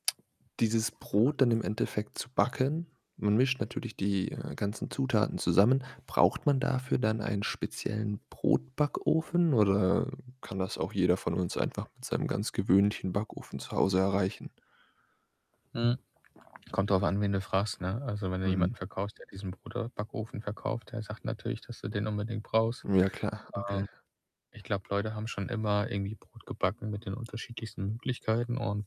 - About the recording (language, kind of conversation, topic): German, podcast, Was sollte ich als Anfänger beim Brotbacken wissen?
- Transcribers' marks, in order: other background noise; background speech; static; swallow; laughing while speaking: "klar"